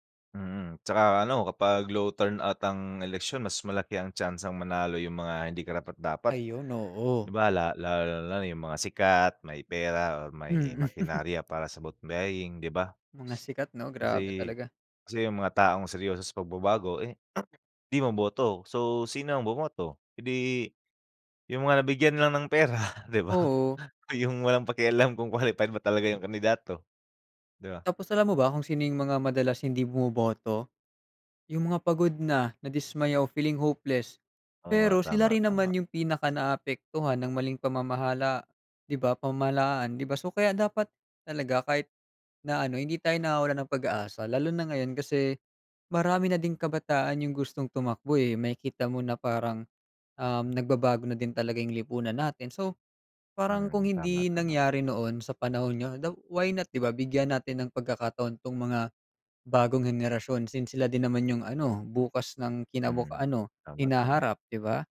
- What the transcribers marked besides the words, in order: tapping; laughing while speaking: "Mhm"; sniff; throat clearing; laughing while speaking: "pera 'di ba?"
- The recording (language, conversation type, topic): Filipino, unstructured, Paano mo ipaliliwanag ang kahalagahan ng pagboto sa halalan?